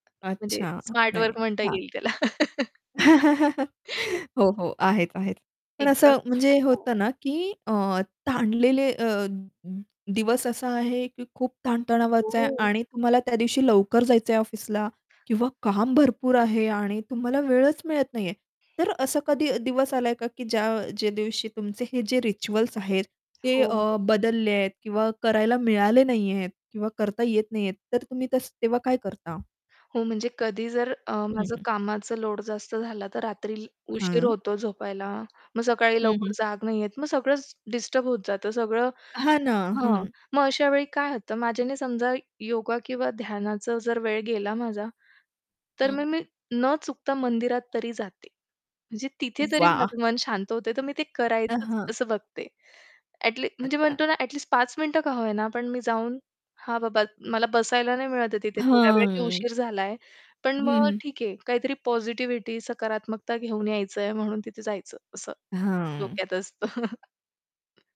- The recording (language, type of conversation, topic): Marathi, podcast, काम सुरू करण्यापूर्वी तुमचं एखादं छोटं नियमित विधी आहे का?
- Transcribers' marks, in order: tapping; laughing while speaking: "त्याला"; laugh; unintelligible speech; static; other background noise; in English: "रिच्युअल्स"; distorted speech; in English: "पॉझिटिव्हिटी"; laughing while speaking: "असतं"; chuckle